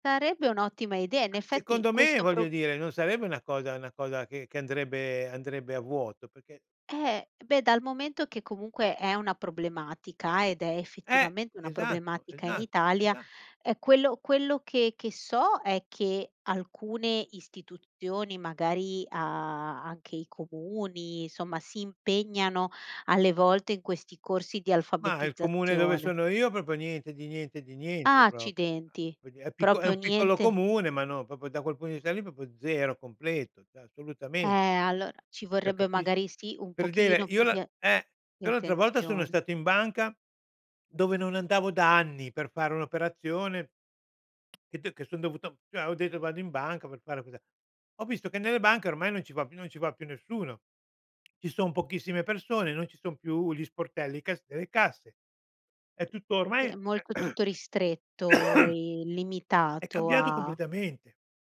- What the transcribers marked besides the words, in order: tapping; "proprio" said as "propio"; "proprio" said as "propo"; "proprio" said as "propio"; "proprio" said as "propo"; "proprio" said as "propo"; "cioè" said as "ceh"; "Cioè" said as "ceh"; "cioè" said as "ceh"; throat clearing; cough
- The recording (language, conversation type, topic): Italian, podcast, Come cambierà la medicina grazie alle tecnologie digitali?